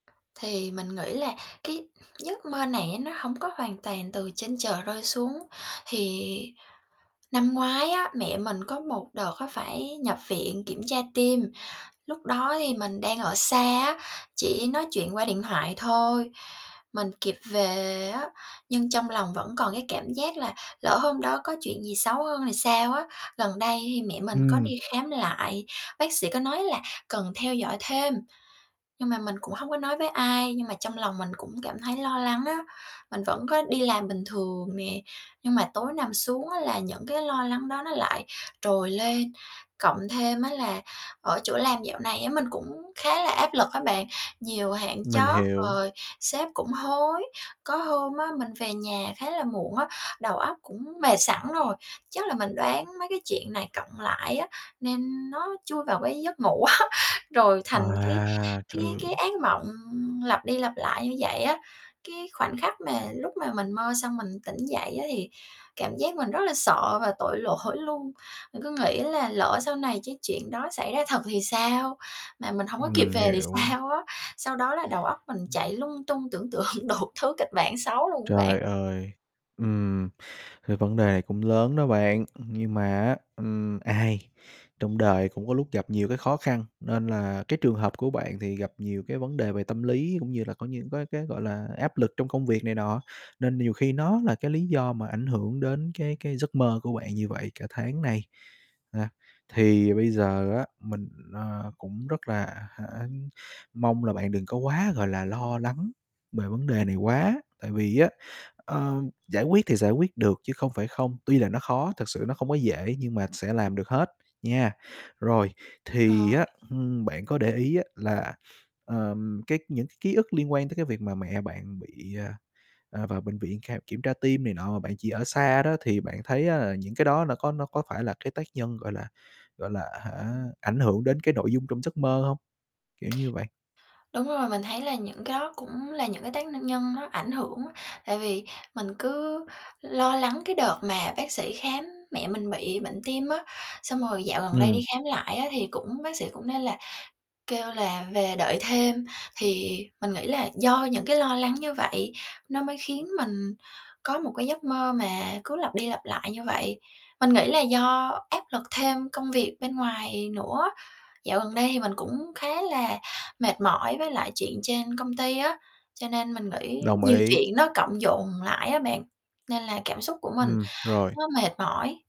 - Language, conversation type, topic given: Vietnamese, advice, Bạn gặp ác mộng lặp đi lặp lại bao lâu rồi, và nỗi sợ đó ảnh hưởng thế nào đến giấc ngủ của bạn?
- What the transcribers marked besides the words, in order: tapping; other background noise; laughing while speaking: "á"; laughing while speaking: "lỗi"; laughing while speaking: "sao?"; distorted speech; laughing while speaking: "tượng đủ"